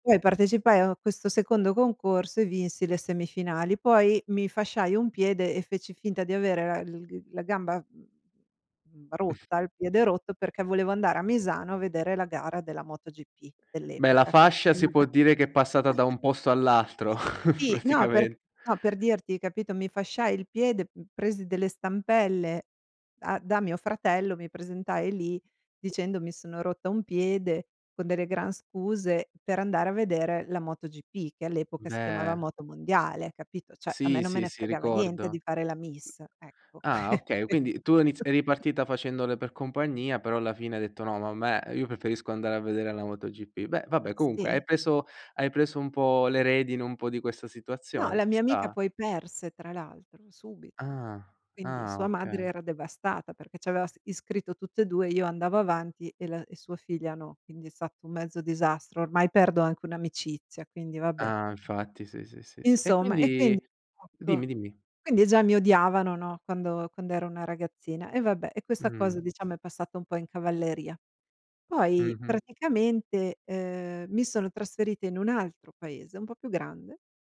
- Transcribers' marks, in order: chuckle; chuckle; "cioè" said as "ceh"; other noise; laughing while speaking: "que questo"; chuckle; tapping; other background noise
- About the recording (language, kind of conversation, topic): Italian, podcast, Come affronti i giudizi degli altri mentre stai vivendo una trasformazione?